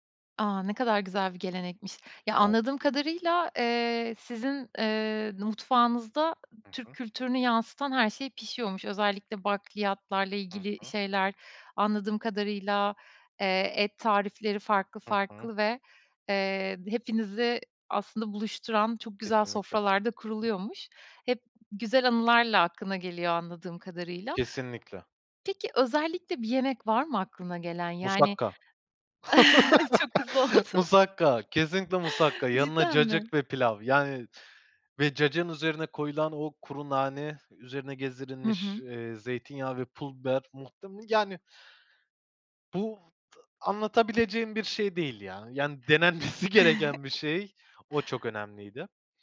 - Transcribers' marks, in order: unintelligible speech; tapping; laugh; laughing while speaking: "Musakka, kesinlikle musakka"; chuckle; laughing while speaking: "Çok hızlı oldu"; laughing while speaking: "denenmesi"; chuckle; other background noise
- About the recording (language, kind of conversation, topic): Turkish, podcast, Aile yemekleri kimliğini nasıl etkiledi sence?